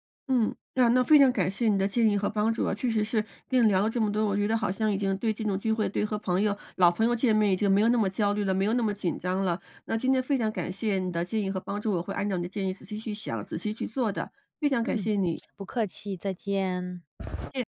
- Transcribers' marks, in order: other background noise
- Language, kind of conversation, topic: Chinese, advice, 参加聚会时我总是很焦虑，该怎么办？